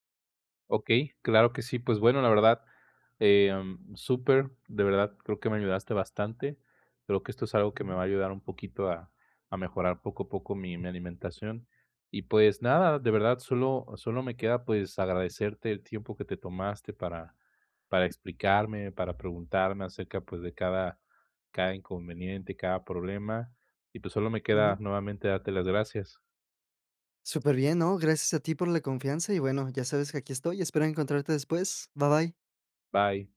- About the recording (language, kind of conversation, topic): Spanish, advice, ¿Cómo puedo saber si estoy entrenando demasiado y si estoy demasiado cansado?
- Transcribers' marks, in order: tapping; in English: "Bye, bye"; in English: "Bye"